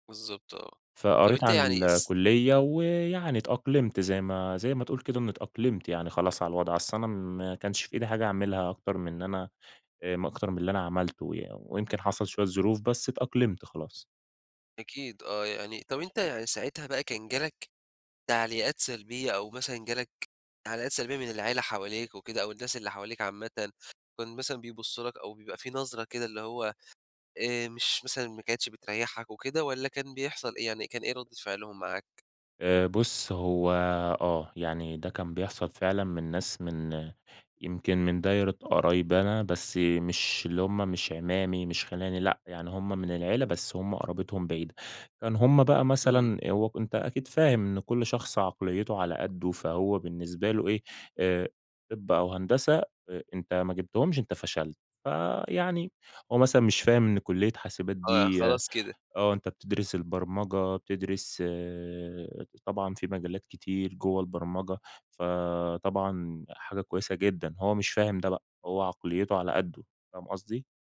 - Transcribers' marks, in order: tapping
- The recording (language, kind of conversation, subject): Arabic, podcast, احكيلي عن مرة فشلت فيها واتعلّمت منها؟